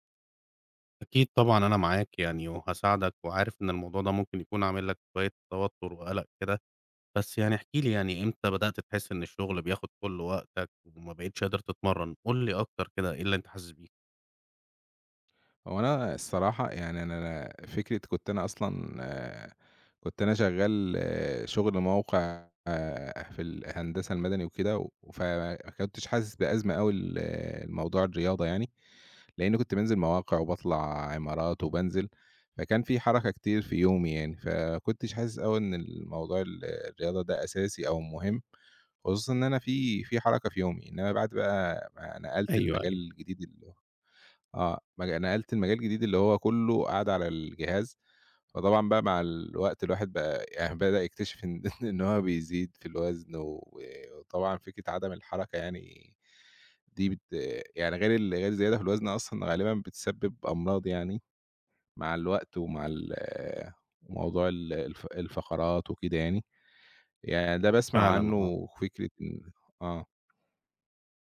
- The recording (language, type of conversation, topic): Arabic, advice, إزاي أوازن بين الشغل وألاقي وقت للتمارين؟
- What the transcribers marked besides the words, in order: chuckle; tapping